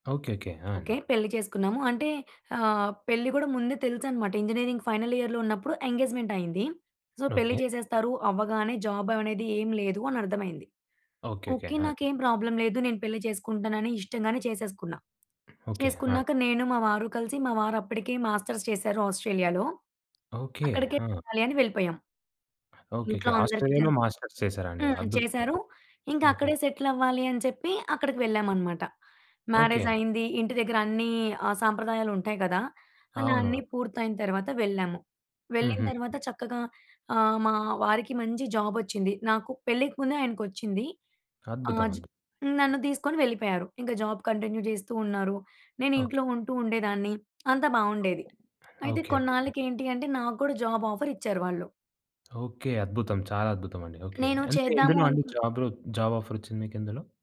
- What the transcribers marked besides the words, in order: in English: "ఇంజినీరింగ్ ఫైనల్ ఇయర్‌లో"; in English: "సో"; in English: "ప్రాబ్లమ్"; tapping; other background noise; in English: "మాస్టర్స్"; in English: "మాస్టర్స్"; other noise; in English: "జాబ్ కంటిన్యూ"
- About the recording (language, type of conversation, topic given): Telugu, podcast, ఒక పెద్ద తప్పు చేసిన తర్వాత నిన్ను నీవే ఎలా క్షమించుకున్నావు?